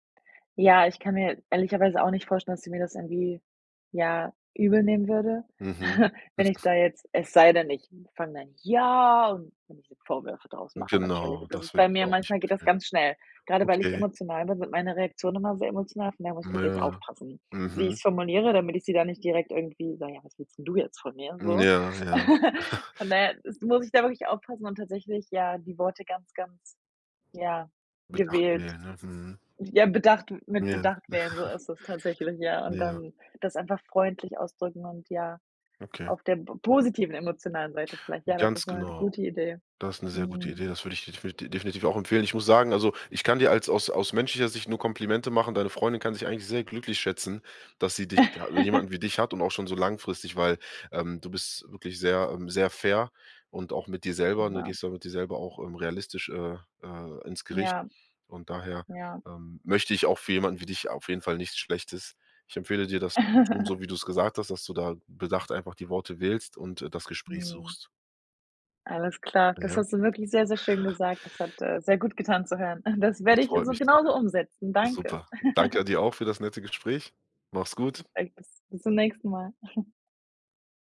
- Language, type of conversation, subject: German, advice, Wie kommt es dazu, dass man sich im Laufe des Lebens von alten Freunden entfremdet?
- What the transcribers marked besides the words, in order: chuckle; put-on voice: "ja"; chuckle; laugh; chuckle; joyful: "so ist es tatsächlich, ja"; laugh; laugh; giggle; chuckle; joyful: "Das werde ich so genauso umsetzen. Danke"; laugh; chuckle